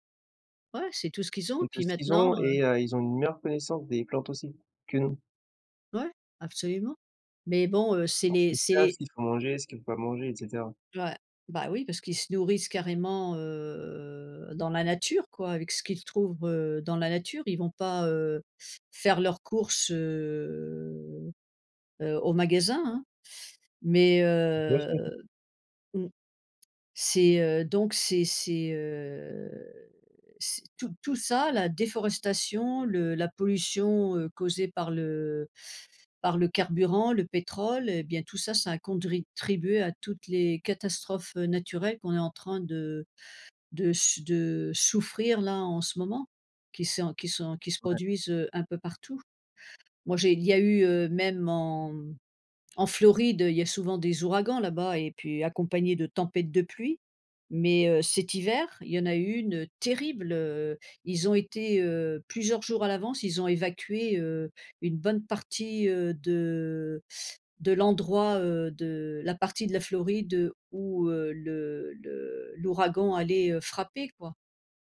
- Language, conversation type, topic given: French, unstructured, Comment ressens-tu les conséquences des catastrophes naturelles récentes ?
- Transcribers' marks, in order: drawn out: "heu"; drawn out: "heu"; unintelligible speech; tapping; drawn out: "heu"; "contribué" said as "condritribué"; stressed: "terrible"